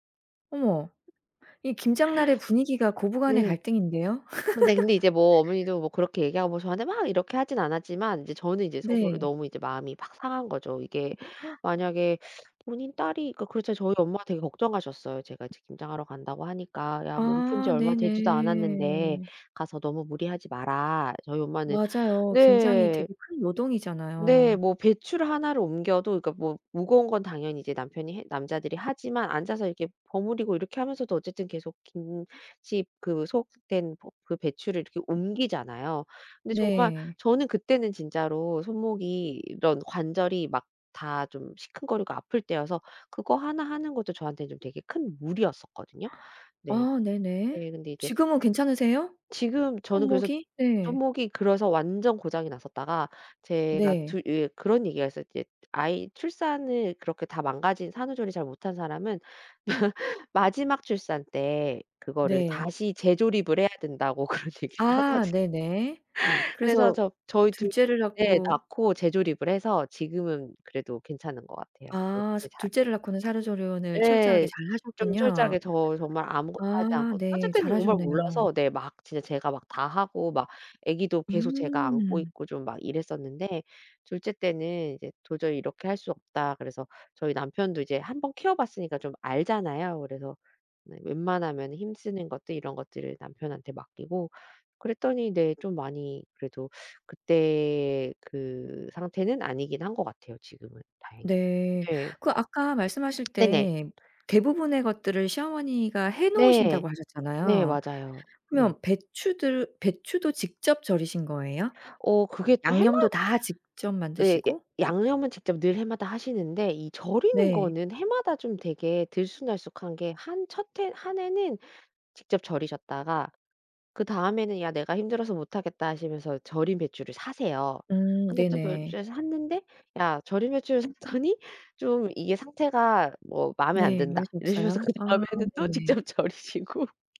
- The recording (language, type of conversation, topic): Korean, podcast, 김장하는 날의 분위기나 기억에 남는 장면을 들려주실 수 있나요?
- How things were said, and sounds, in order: other background noise; inhale; tapping; laugh; gasp; laugh; laughing while speaking: "그런 얘기를 하거든요"; laughing while speaking: "샀더니"; laughing while speaking: "이러시면서 그다음 해에는 또 직접 절이시고"